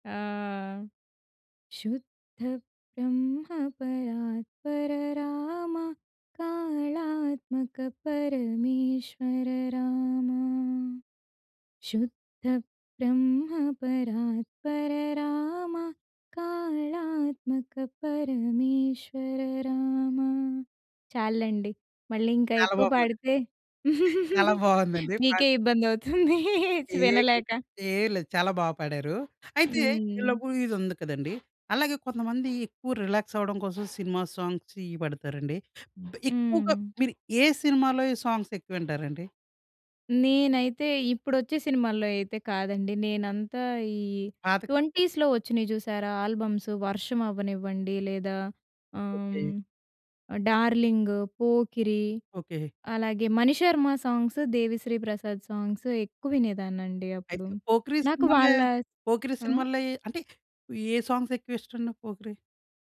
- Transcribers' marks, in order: singing: "శుద్ధ బ్రహ్మ పరాత్పర రామ కాళాత్మక … కాళాత్మక పరమేశ్వర రామా"; laughing while speaking: "మీకే ఇబ్బంది అవుతుంది చ్ వినలేక"; chuckle; in English: "లవ్"; other background noise; in English: "రిలాక్స్"; in English: "సాంగ్స్"; in English: "సాంగ్స్"; in English: "ట్వంటీస్‌లో"; in English: "సాంగ్స్"; in English: "సాంగ్స్"; in English: "సాంగ్స్"
- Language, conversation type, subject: Telugu, podcast, పాత పాటలు మీకు జ్ఞాపకాలు ఎలా గుర్తు చేస్తాయి?